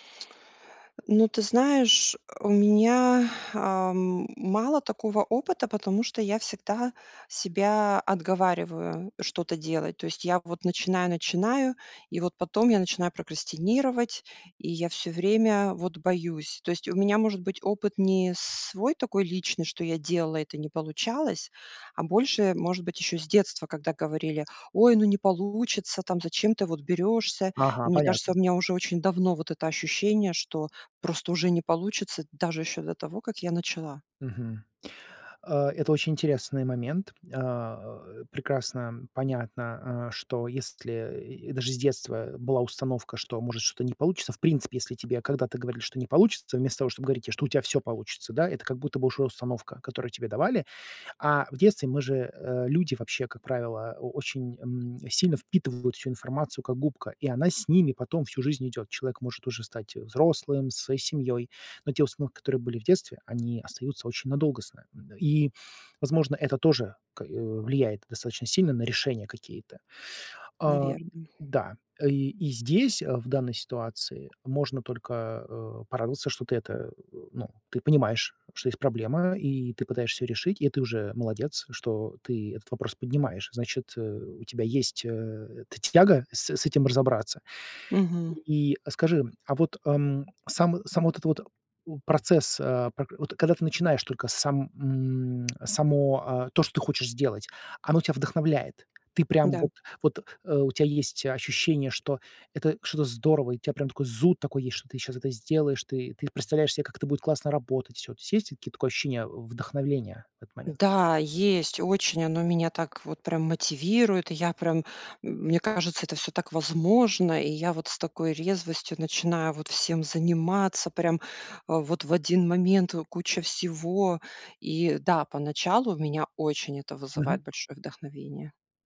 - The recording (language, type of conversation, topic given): Russian, advice, Как вы прокрастинируете из-за страха неудачи и самокритики?
- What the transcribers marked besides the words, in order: tapping; other background noise